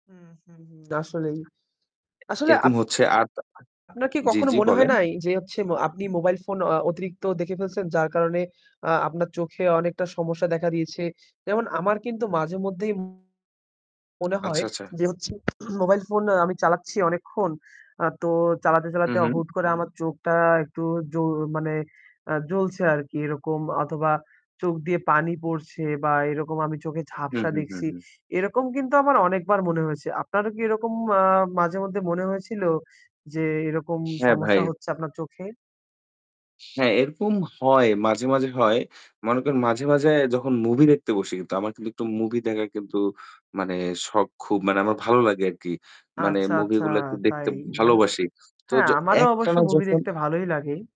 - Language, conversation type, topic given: Bengali, unstructured, আধুনিক জীবনযাত্রায় নিয়মিত শরীরচর্চা, ফাস্ট ফুডের ক্ষতি এবং মোবাইল ফোন বেশি ব্যবহারে চোখের সমস্যার বিষয়ে তুমি কী ভাবো?
- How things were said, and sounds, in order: other background noise; distorted speech; throat clearing; static